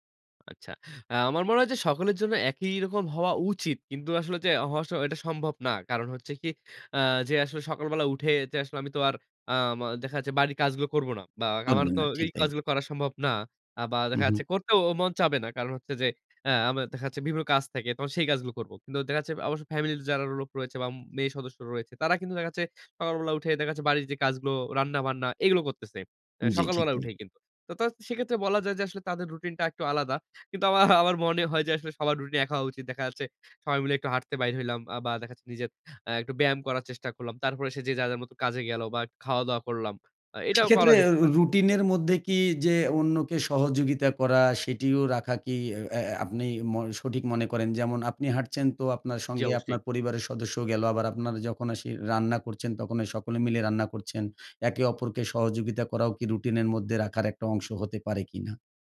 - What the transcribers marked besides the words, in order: "অবশ্য" said as "আবশ্য"; laughing while speaking: "আমা আমার"
- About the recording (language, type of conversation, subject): Bengali, podcast, তুমি কীভাবে একটি স্বাস্থ্যকর সকালের রুটিন তৈরি করো?